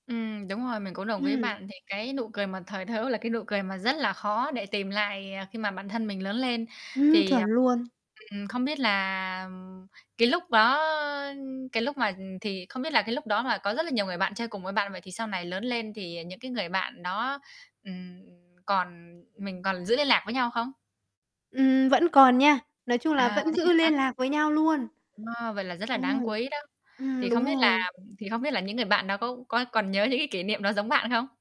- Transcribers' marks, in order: static; tapping; distorted speech
- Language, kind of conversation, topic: Vietnamese, podcast, Kỉ niệm tuổi thơ nào khiến bạn cười mãi không quên?